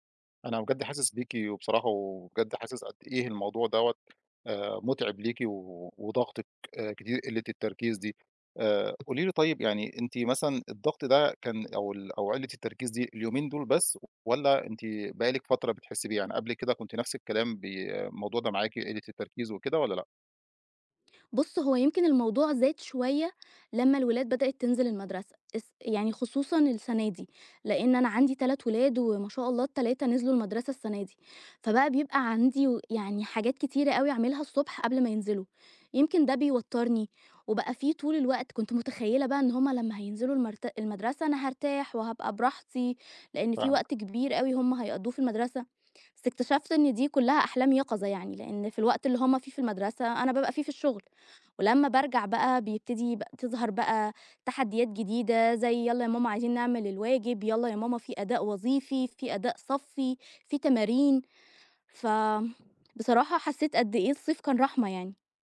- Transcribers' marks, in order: tapping
- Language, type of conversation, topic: Arabic, advice, إزاي أقدر أركّز وأنا تحت ضغوط يومية؟